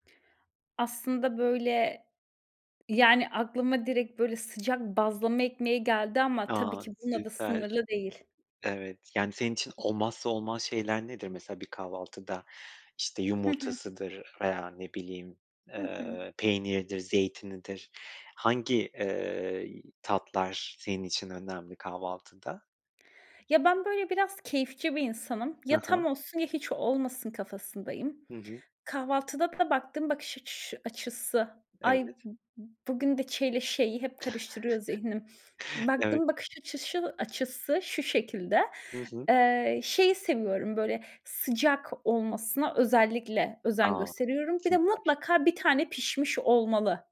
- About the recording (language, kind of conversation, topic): Turkish, podcast, İyi bir kahvaltı senin için ne ifade ediyor?
- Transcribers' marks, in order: other background noise; tapping; chuckle